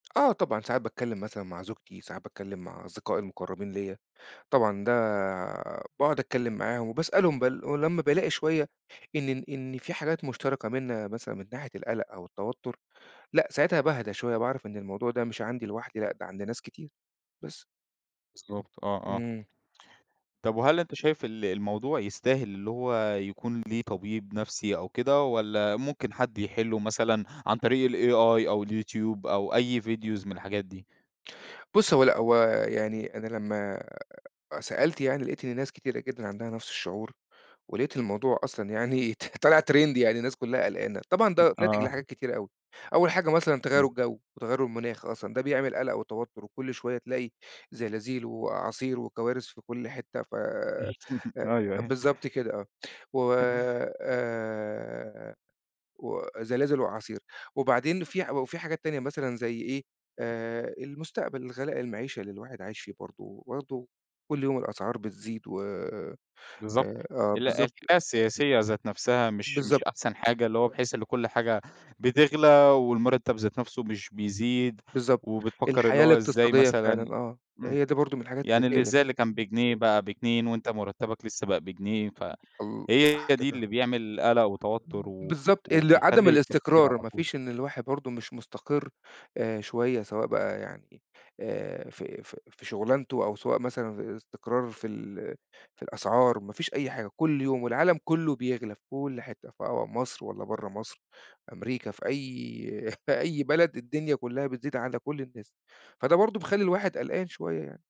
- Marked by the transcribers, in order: in English: "الAI"; in English: "فيديوز"; laughing while speaking: "يعني ط"; in English: "trend"; chuckle; chuckle; chuckle; unintelligible speech; tapping; unintelligible speech; chuckle
- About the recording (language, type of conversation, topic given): Arabic, podcast, إزاي بتتعامل مع التفكير الزيادة والقلق المستمر؟